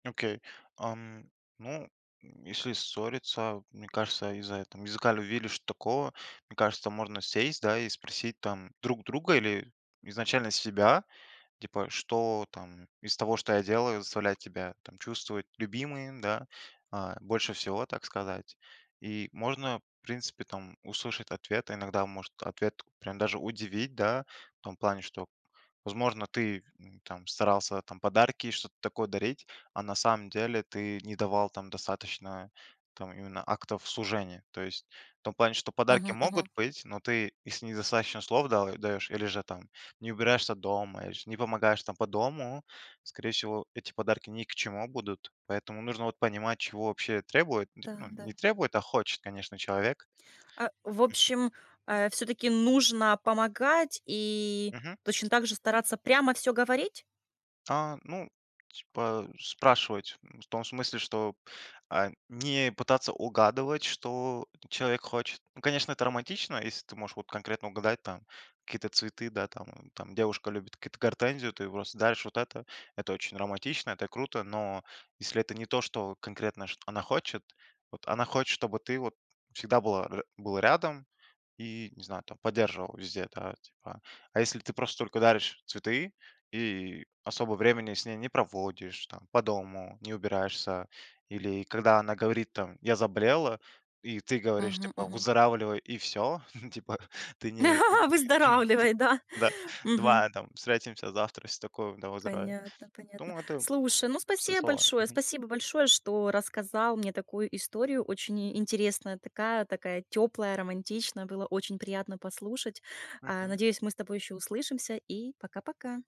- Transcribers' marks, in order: alarm; chuckle; laughing while speaking: "типа"; laugh; laughing while speaking: "Выздоравливай, да"; giggle; sniff
- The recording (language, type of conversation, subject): Russian, podcast, Как обсудить языки любви без обвинений?